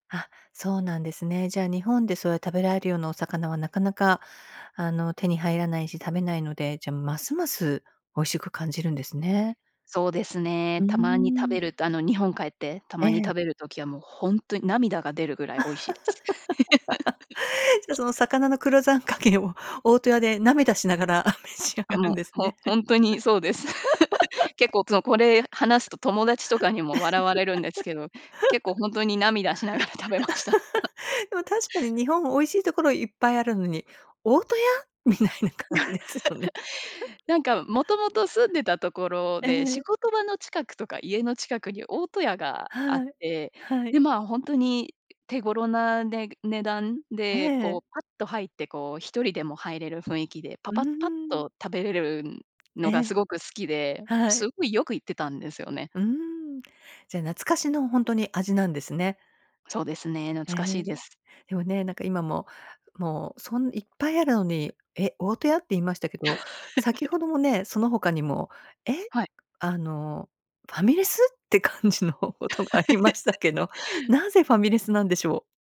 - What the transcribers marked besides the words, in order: laugh; laughing while speaking: "あんかけを大戸屋で涙しながら召し上がるんですね"; laugh; laugh; laugh; laughing while speaking: "食べました"; laugh; laughing while speaking: "みたいな感じですよね"; laugh; laugh; other noise; laugh; stressed: "ファミレス"; laughing while speaking: "感じのことがありましたけど"; laugh
- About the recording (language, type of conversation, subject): Japanese, podcast, 故郷で一番恋しいものは何ですか？